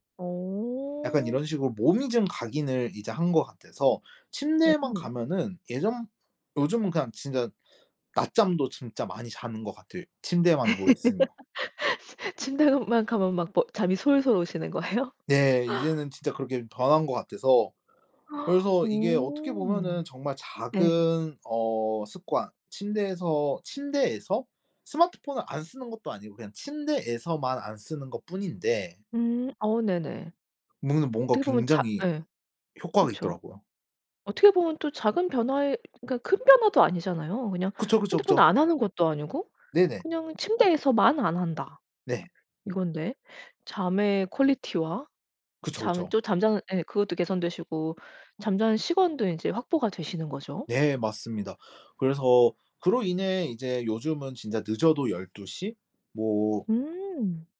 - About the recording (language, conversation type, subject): Korean, podcast, 작은 습관 하나가 삶을 바꾼 적이 있나요?
- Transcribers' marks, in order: laugh; laughing while speaking: "침대만 가면 막 뭐 잠이 솔솔 오시는 거예요?"; other background noise; laugh; gasp